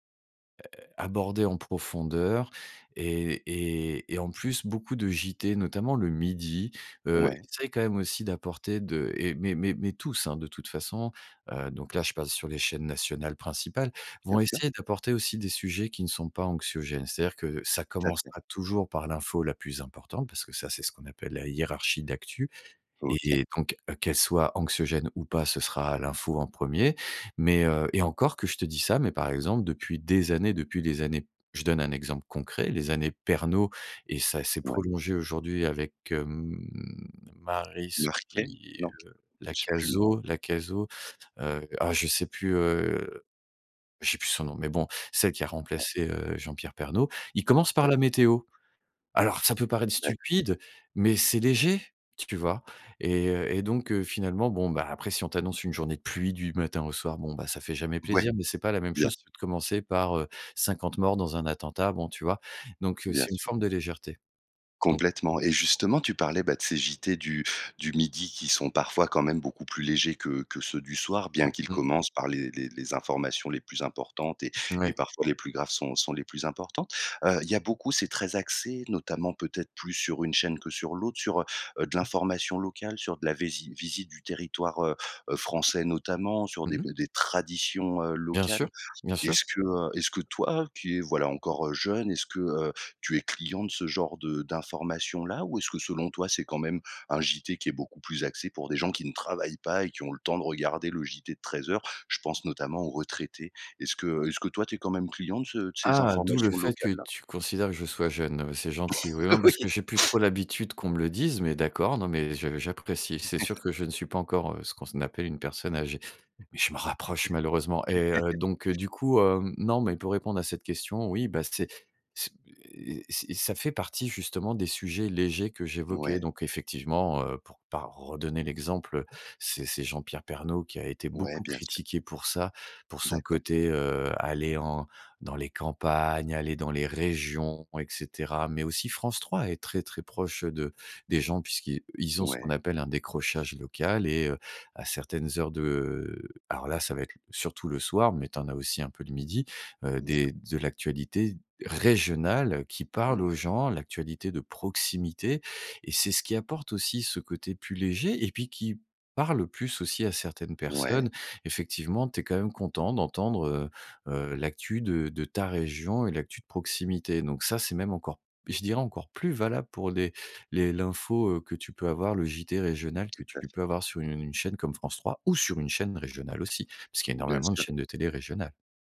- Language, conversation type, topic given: French, podcast, Comment gères-tu concrètement ton temps d’écran ?
- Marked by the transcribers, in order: tapping; drawn out: "hem"; stressed: "léger"; stressed: "traditions"; laughing while speaking: "Oui"; laugh; laugh; stressed: "régions"; stressed: "régionale"; stressed: "ou"